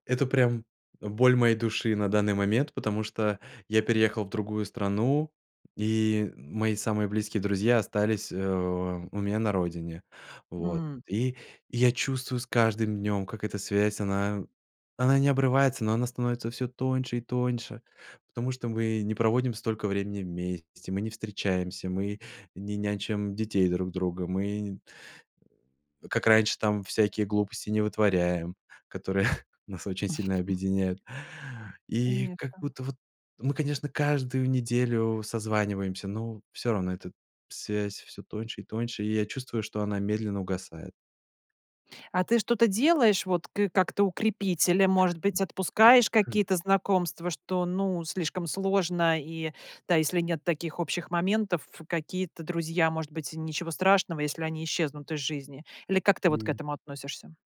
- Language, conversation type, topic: Russian, podcast, Как вернуть утраченную связь с друзьями или семьёй?
- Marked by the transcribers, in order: tapping; sad: "и я чувствую с каждым … тоньше и тоньше"; other background noise; chuckle; other noise